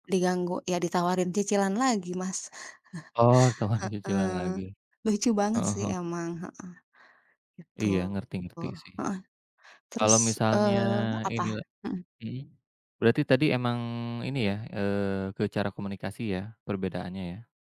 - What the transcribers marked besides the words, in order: chuckle
- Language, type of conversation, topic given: Indonesian, unstructured, Bagaimana teknologi mengubah cara kita berkomunikasi dalam kehidupan sehari-hari?